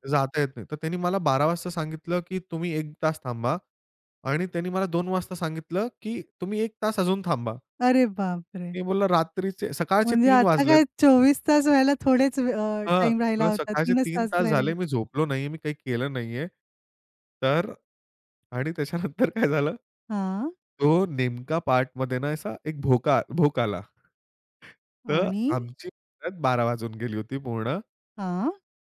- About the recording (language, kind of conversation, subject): Marathi, podcast, शरीराला विश्रांतीची गरज आहे हे तुम्ही कसे ठरवता?
- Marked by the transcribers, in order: tapping; laughing while speaking: "त्याच्यानंतर काय झालं"